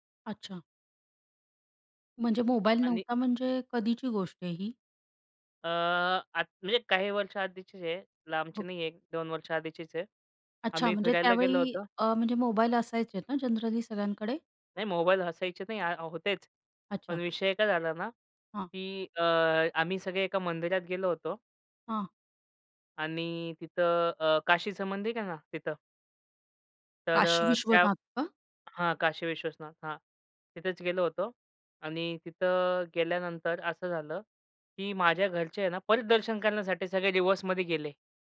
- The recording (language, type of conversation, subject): Marathi, podcast, एकट्याने प्रवास करताना वाट चुकली तर तुम्ही काय करता?
- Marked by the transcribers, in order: other background noise; horn; tapping; in English: "रिवर्समध्ये"